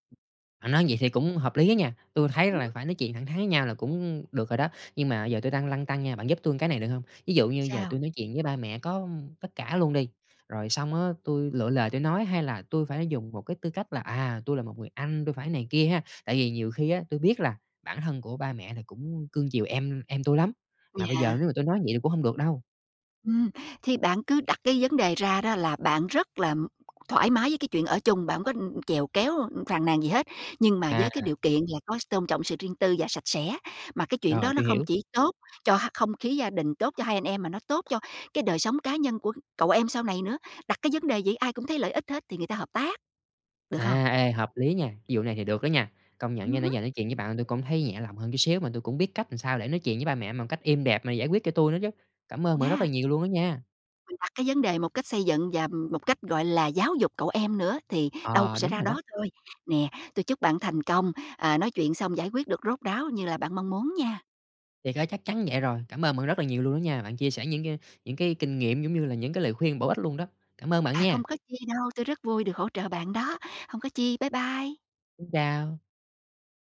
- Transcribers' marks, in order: other background noise; "làm" said as "ừn"; tapping
- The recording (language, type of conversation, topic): Vietnamese, advice, Làm thế nào để đối phó khi gia đình không tôn trọng ranh giới cá nhân khiến bạn bực bội?